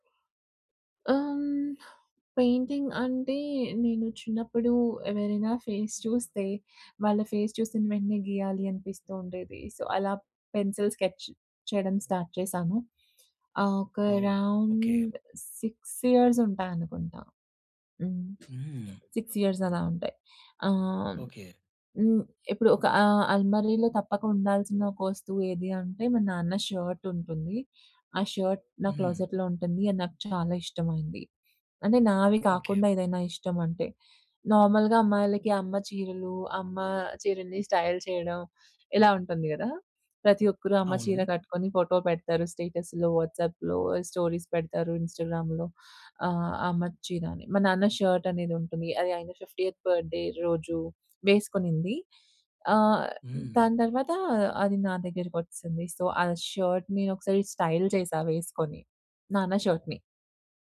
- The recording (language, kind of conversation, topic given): Telugu, podcast, నీ అల్మారీలో తప్పక ఉండాల్సిన ఒక వస్తువు ఏది?
- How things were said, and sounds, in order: in English: "పెయింటింగ్"; in English: "ఫేస్"; in English: "ఫేస్"; in English: "సో"; in English: "పెన్సిల్ స్కెచ్"; in English: "స్టార్ట్"; in English: "అరౌండ్ సిక్స్ ఇయర్స్"; tapping; in English: "సిక్స్ ఇయర్స్"; in English: "షర్ట్"; in English: "క్లోజెట్‌లో"; in English: "నార్మల్‌గా"; in English: "స్టైల్"; in English: "స్టేటస్‌లో, వాట్సాప్‌లో స్టోరీస్"; in English: "ఇన్‌స్టాగ్రామ్‌లో"; in English: "షర్ట్"; in English: "ఫిఫ్టీయత్ బర్త్‌డె"; in English: "సో"; in English: "షర్ట్"; in English: "స్టైల్"; in English: "షర్ట్‌ని"